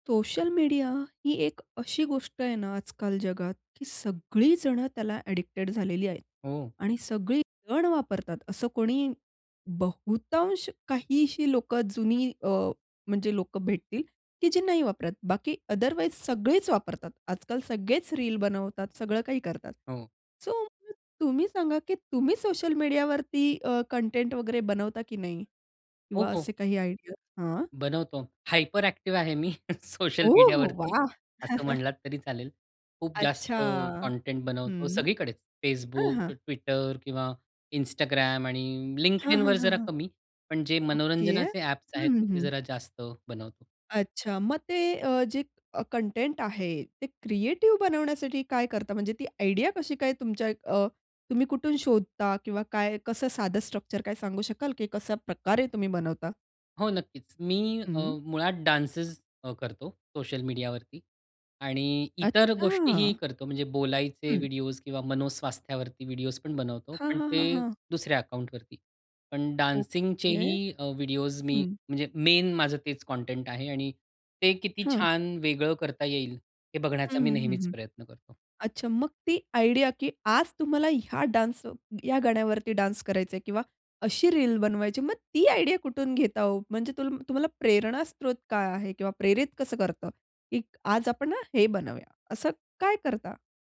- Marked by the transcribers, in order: in English: "एडिक्टेड"; tapping; other background noise; in English: "सो"; in English: "आयडियाज?"; in English: "हायपर"; laughing while speaking: "सोशल मीडियावरती"; chuckle; in English: "आयडिया"; in English: "डान्सेस"; in English: "डान्सिंगचेही"; in English: "मेन"; in English: "आयडिया"; in English: "डान्स"; in English: "डान्स"; in English: "आयडिया"
- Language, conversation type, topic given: Marathi, podcast, सोशल मीडियासाठी सर्जनशील मजकूर तुम्ही कसा तयार करता?